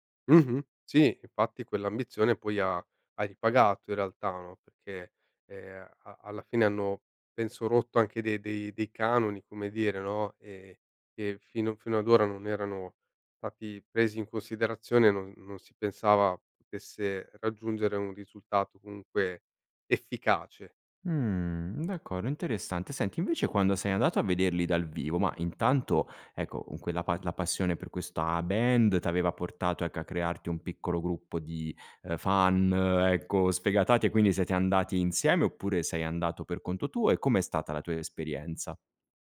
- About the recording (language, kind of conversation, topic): Italian, podcast, Ci parli di un artista che unisce culture diverse nella sua musica?
- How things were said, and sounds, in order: drawn out: "Mh"